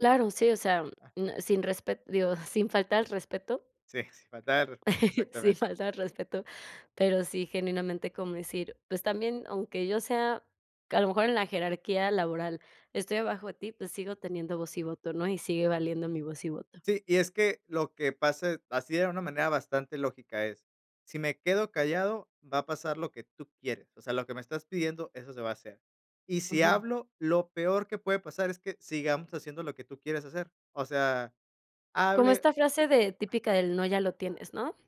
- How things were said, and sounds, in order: laughing while speaking: "sin"; laughing while speaking: "Sin faltar el respeto"
- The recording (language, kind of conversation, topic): Spanish, podcast, ¿Cómo manejas las discusiones sin dañar la relación?